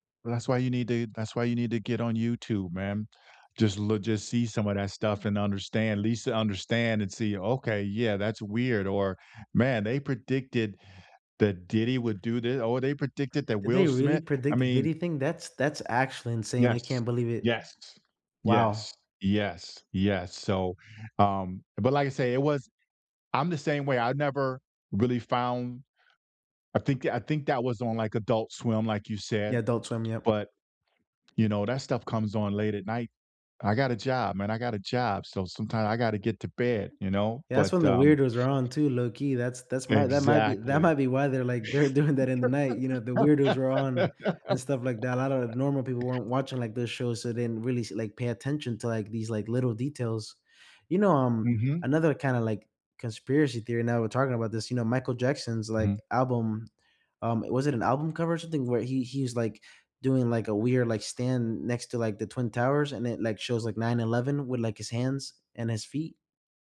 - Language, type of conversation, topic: English, unstructured, Which childhood cartoons still hold up for you today, and what memories make them special?
- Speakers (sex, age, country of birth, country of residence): male, 25-29, United States, United States; male, 60-64, United States, United States
- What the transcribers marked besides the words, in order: tapping; other background noise; laughing while speaking: "might"; laugh; laughing while speaking: "doing"